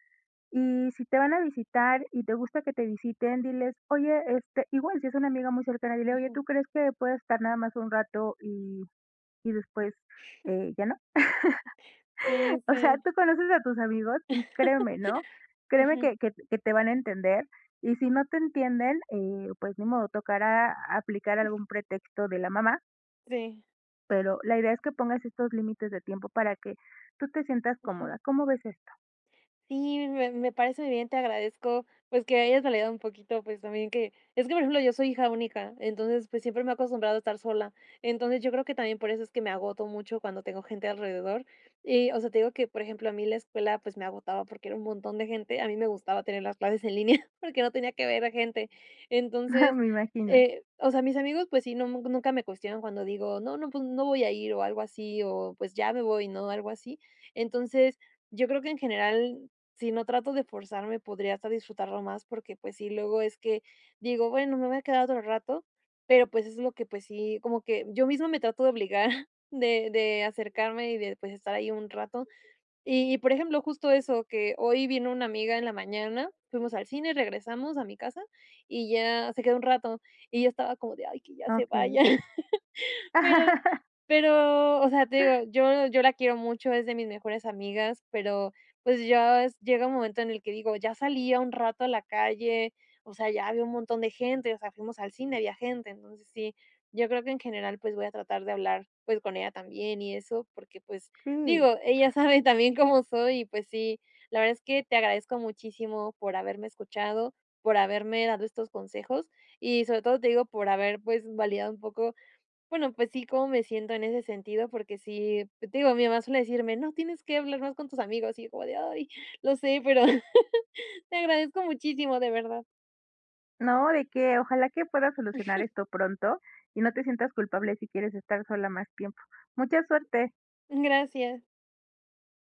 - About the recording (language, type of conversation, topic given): Spanish, advice, ¿Cómo puedo manejar la ansiedad en celebraciones con amigos sin aislarme?
- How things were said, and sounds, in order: giggle; chuckle; giggle; giggle; joyful: "Me imagino"; chuckle; giggle; laugh; chuckle; other background noise; chuckle; joyful: "Te agradezco muchísimo de verdad"; giggle; joyful: "Gracias"